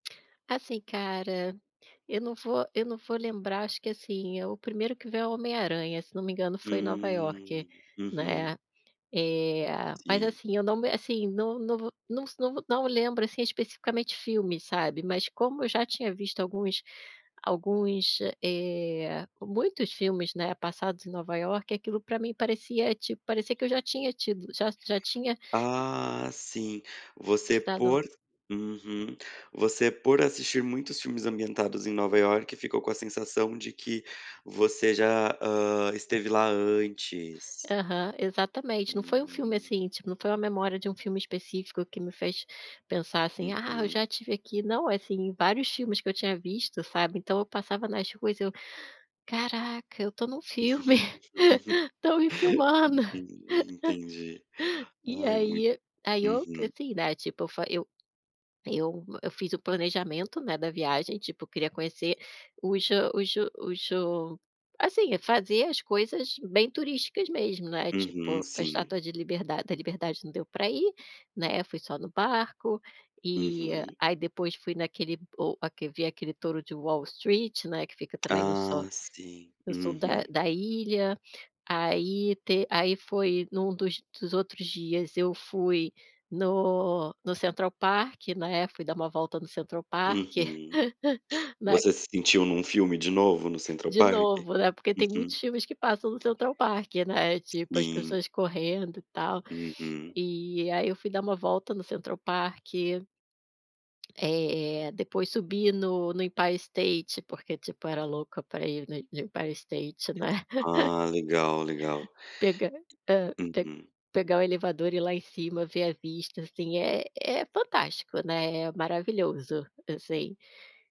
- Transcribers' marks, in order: tapping; laugh; laugh; laughing while speaking: "Estão me filmando"; laugh; laugh; laugh
- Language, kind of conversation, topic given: Portuguese, podcast, Você pode me contar sobre uma viagem que mudou a sua vida?